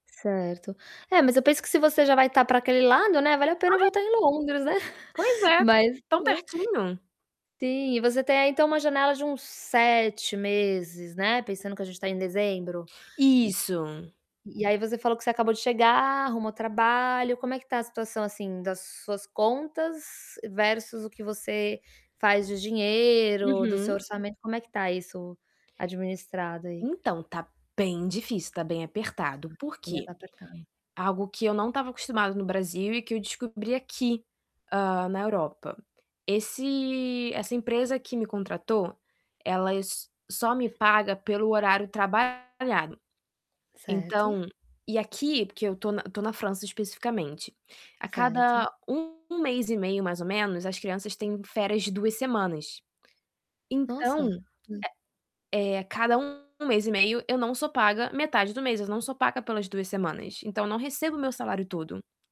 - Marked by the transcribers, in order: distorted speech; chuckle; tapping; other background noise
- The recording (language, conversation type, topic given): Portuguese, advice, Como posso viajar com um orçamento muito apertado?